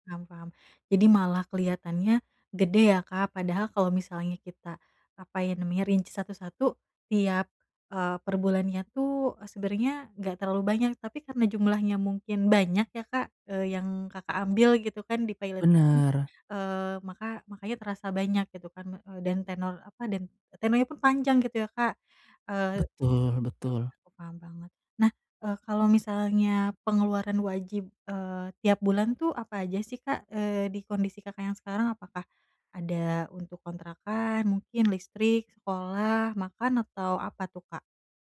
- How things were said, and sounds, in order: none
- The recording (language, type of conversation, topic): Indonesian, advice, Bagaimana cara membuat anggaran yang membantu mengurangi utang?